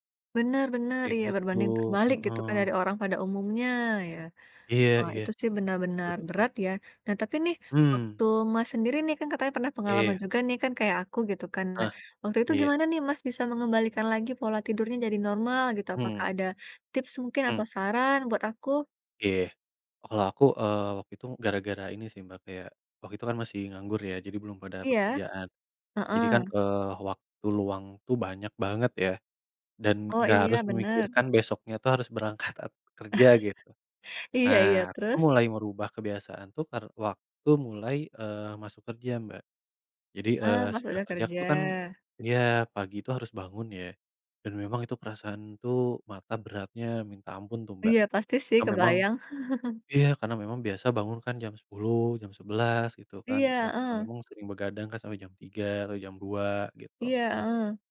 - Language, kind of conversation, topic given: Indonesian, unstructured, Apa tantangan terbesar saat mencoba menjalani hidup sehat?
- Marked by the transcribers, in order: unintelligible speech; laughing while speaking: "berangkat"; chuckle; chuckle